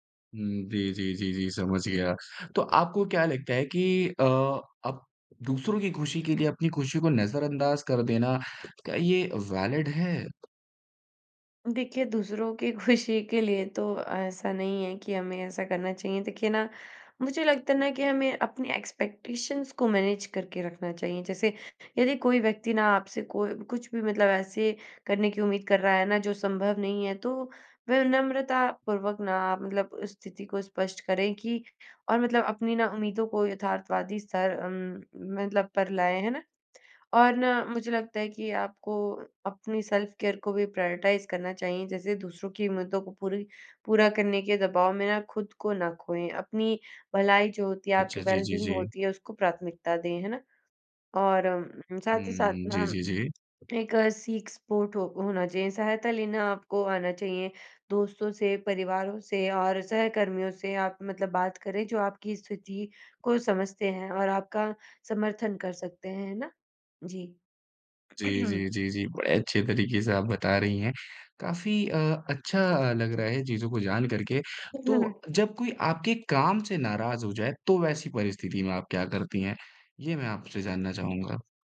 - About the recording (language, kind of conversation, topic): Hindi, podcast, दूसरों की उम्मीदों से आप कैसे निपटते हैं?
- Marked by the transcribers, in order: other background noise; in English: "वैलिड"; laughing while speaking: "खुशी"; in English: "एक्सपेक्टेशंस"; in English: "मैनेज"; in English: "सेल्फ़ केयर"; in English: "प्रायोरिटाइज़"; in English: "वेल-बीइंग"; in English: "सीक स्पोर्ट"; throat clearing